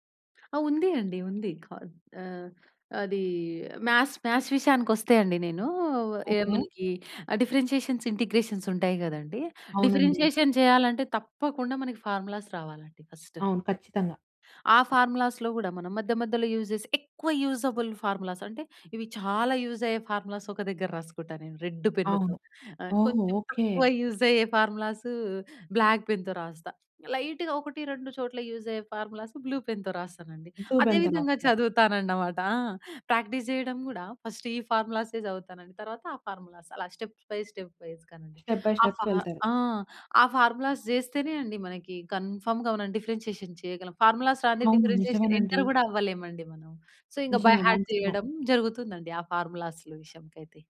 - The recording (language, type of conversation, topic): Telugu, podcast, నోట్స్ తీసుకోవడానికి మీరు సాధారణంగా ఏ విధానం అనుసరిస్తారు?
- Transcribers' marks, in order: other background noise; in English: "మ్యాథ్స్, మ్యాథ్స్"; in English: "డిఫరెన్షియేషన్స్, ఇంటిగ్రేషన్స్"; in English: "డిఫరెన్షియేషన్"; in English: "ఫార్ములాస్"; in English: "ఫస్ట్"; in English: "ఫార్ములాస్‌లో"; tapping; in English: "యూజ్"; in English: "యూజబుల్ ఫార్ములాస్"; in English: "ఫార్ములాస్"; other noise; in English: "బ్లాక్ పెన్‌తో"; in English: "బ్లూ పెన్‌తో"; in English: "బ్లూ పెన్‌తో"; in English: "ప్రాక్టీస్"; in English: "ఫస్ట్"; in English: "ఫార్ములాస్"; in English: "స్టెప్ బై స్టెప్ వైస్‌గా‌నండి"; in English: "స్టెప్ బై స్టెప్‌కి"; in English: "ఫార్ములాస్"; in English: "కన్ఫర్మ్‌గా"; in English: "డిఫరెన్షియేషన్"; in English: "ఫార్ములాస్"; in English: "డిఫరెన్షియేషన్ ఎంటర్"; in English: "సో"; in English: "బై హార్ట్"